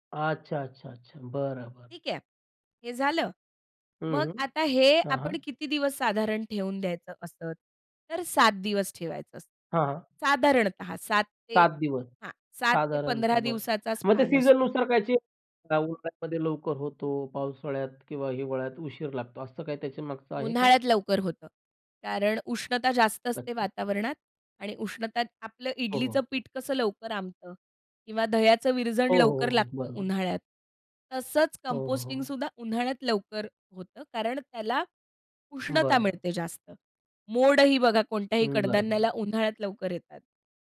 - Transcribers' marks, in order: in English: "स्पॅन"; in English: "चेंज"; in English: "कंपोस्टिंगसुद्धा"
- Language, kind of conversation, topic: Marathi, podcast, घरात कंपोस्टिंग सुरू करायचं असेल, तर तुम्ही कोणता सल्ला द्याल?